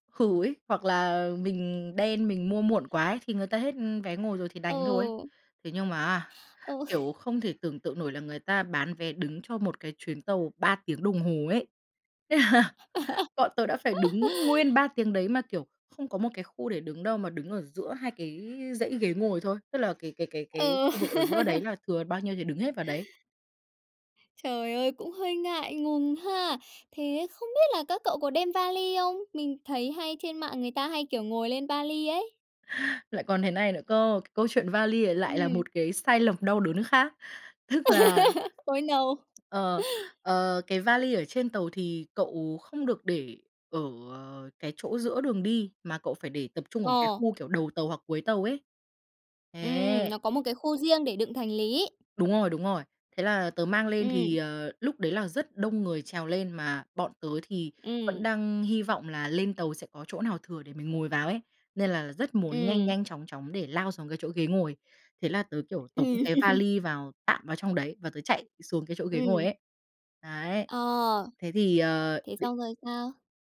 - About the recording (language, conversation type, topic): Vietnamese, podcast, Bạn có thể kể về một sai lầm khi đi du lịch và bài học bạn rút ra từ đó không?
- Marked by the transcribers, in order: laughing while speaking: "Ừ"; tapping; other background noise; laughing while speaking: "Ừ"; laughing while speaking: "Thế là"; laugh; laugh; laugh; in English: "no!"; laughing while speaking: "Tức"; laugh; laughing while speaking: "Ừm"